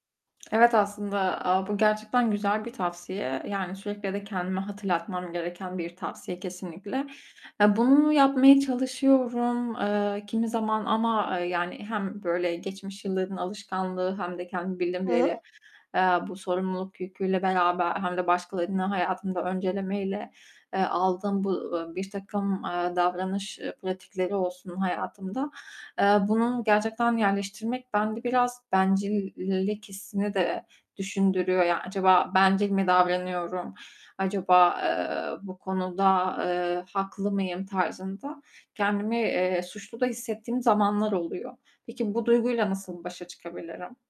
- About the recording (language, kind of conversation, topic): Turkish, advice, Girişiminle özel hayatını dengelemekte neden zorlanıyorsun?
- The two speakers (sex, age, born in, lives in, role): female, 25-29, Turkey, Hungary, user; female, 30-34, Turkey, Greece, advisor
- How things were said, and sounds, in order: static; tapping; "bencillik" said as "bencillilik"